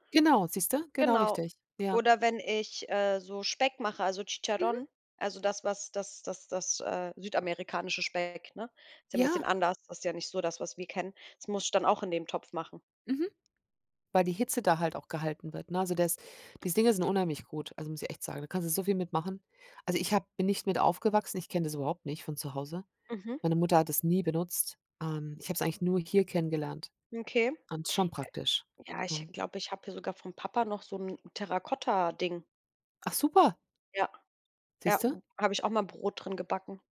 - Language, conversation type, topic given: German, unstructured, Welches Essen erinnert dich am meisten an Zuhause?
- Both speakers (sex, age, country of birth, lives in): female, 30-34, Italy, Germany; female, 50-54, Germany, Germany
- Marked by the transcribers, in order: other background noise; in Spanish: "Chicharrón"